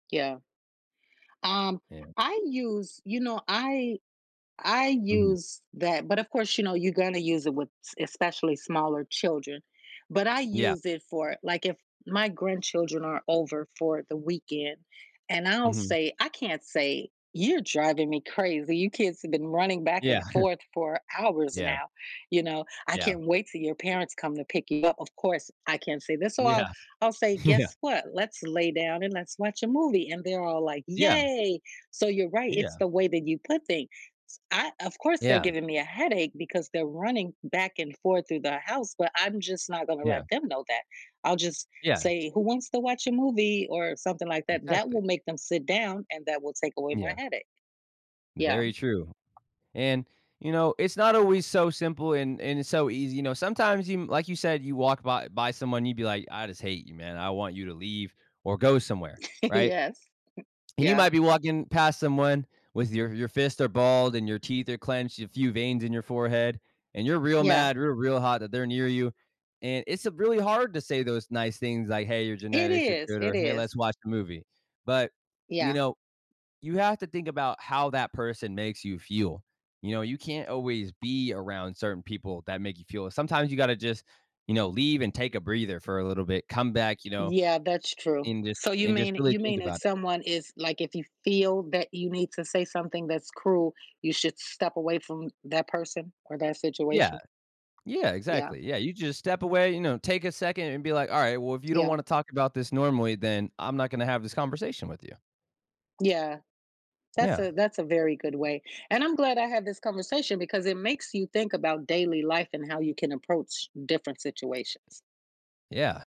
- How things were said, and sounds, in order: chuckle; laughing while speaking: "Yeah, yeah"; tapping; chuckle
- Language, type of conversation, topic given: English, unstructured, How important is honesty compared to the ability to communicate with others?
- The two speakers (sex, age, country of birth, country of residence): female, 50-54, United States, United States; male, 20-24, United States, United States